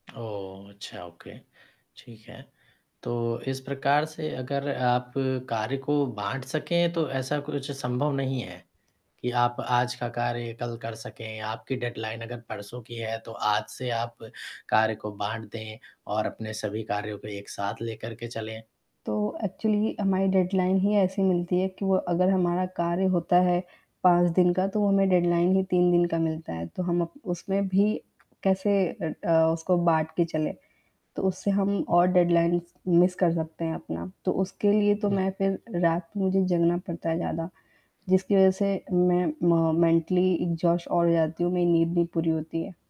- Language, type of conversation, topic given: Hindi, advice, काम के दबाव में आप कब और कैसे अभिभूत व असहाय महसूस करते हैं?
- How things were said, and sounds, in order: tapping; in English: "ओके"; in English: "डेडलाइन"; static; in English: "एक्चुअली"; in English: "डेडलाइन"; in English: "डेडलाइन"; in English: "डेडलाइनस मिस"; other noise; in English: "म मेंटली एक्सहॉस्ट"